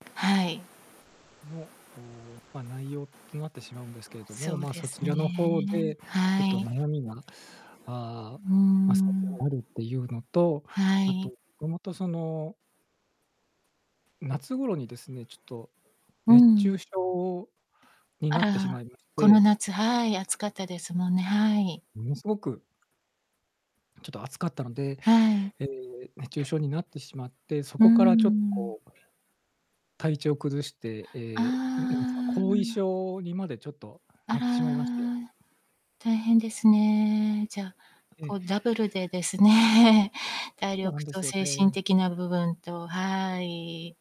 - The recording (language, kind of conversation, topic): Japanese, advice, ストレスで健康習慣が途切れがちだと感じるのは、どんなときですか？
- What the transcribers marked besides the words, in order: static; distorted speech; other background noise; tapping